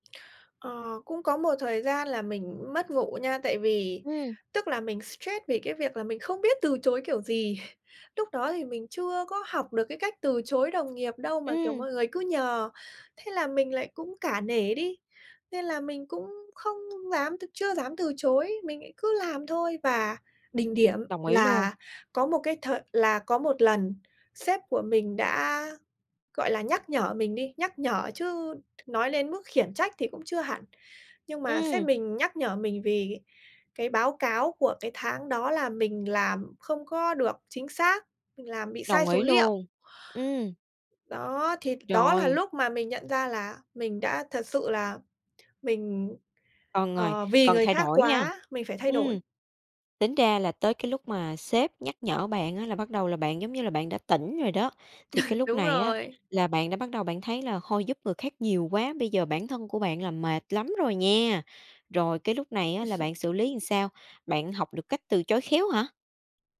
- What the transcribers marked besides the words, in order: chuckle; tapping; "đến" said as "lến"; laugh; chuckle; "làm" said as "ừn"
- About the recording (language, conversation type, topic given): Vietnamese, podcast, Làm thế nào để tránh bị kiệt sức khi giúp đỡ quá nhiều?